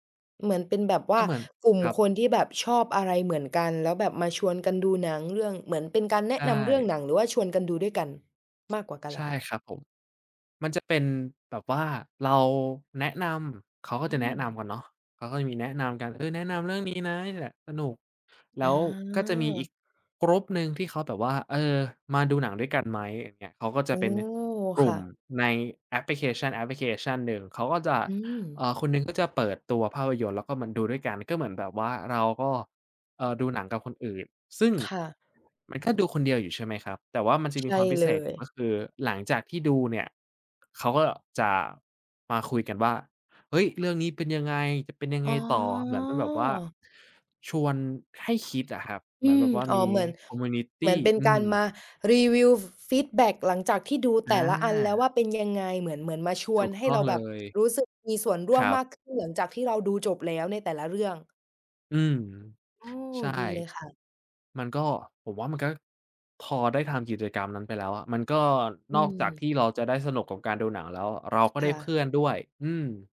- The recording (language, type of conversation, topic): Thai, podcast, มีวิธีลดความเหงาในเมืองใหญ่ไหม?
- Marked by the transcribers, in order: tapping; other background noise; drawn out: "อ๋อ"; in English: "คอมมิวนิตี"